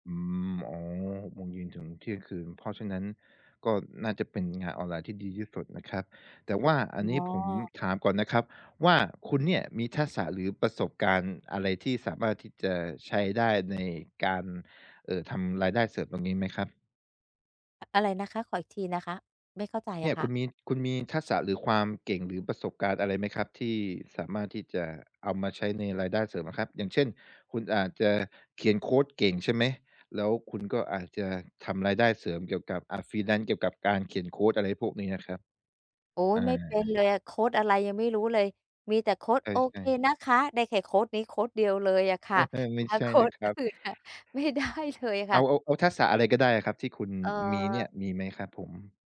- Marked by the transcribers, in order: other background noise; "ทักษะ" said as "ทะสะ"; "ทักษะ" said as "ทะสะ"; in English: "freelance"; laughing while speaking: "อื่นนะ"; tapping; "ทักษะ" said as "ทะสะ"
- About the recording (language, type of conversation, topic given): Thai, advice, ฉันจะหาแหล่งรายได้เสริมชั่วคราวได้อย่างไร?